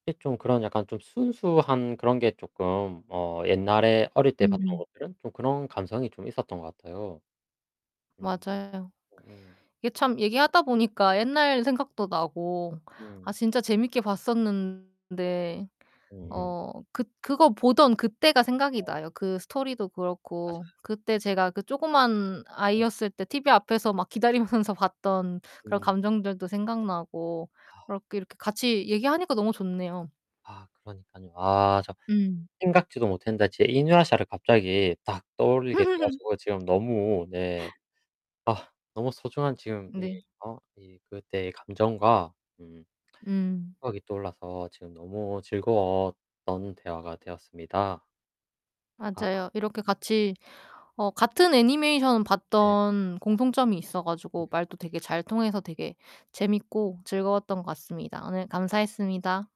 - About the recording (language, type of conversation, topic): Korean, unstructured, 어릴 때 가장 좋아했던 만화나 애니메이션은 무엇인가요?
- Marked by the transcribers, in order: distorted speech; laughing while speaking: "기다리면서"; "이누야샤" said as "이뉴야샤"; laugh; other background noise